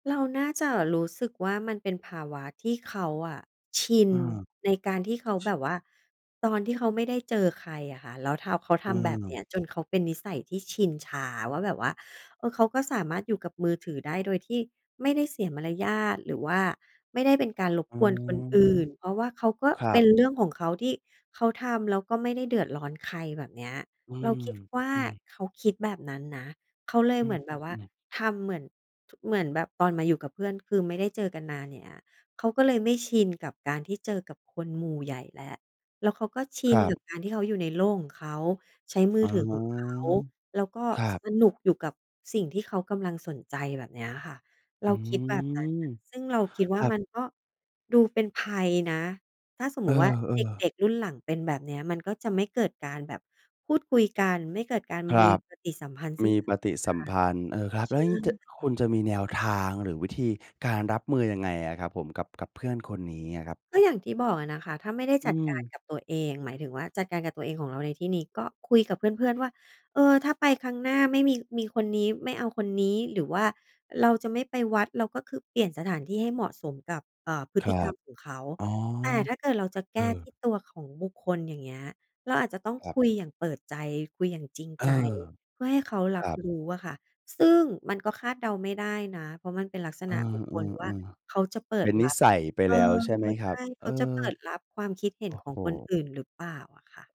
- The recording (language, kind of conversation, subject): Thai, podcast, เคยมีประสบการณ์ที่มือถือทำลายบรรยากาศการพบปะไหม?
- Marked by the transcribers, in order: other background noise; tapping; drawn out: "อ๋อ"; drawn out: "อืม"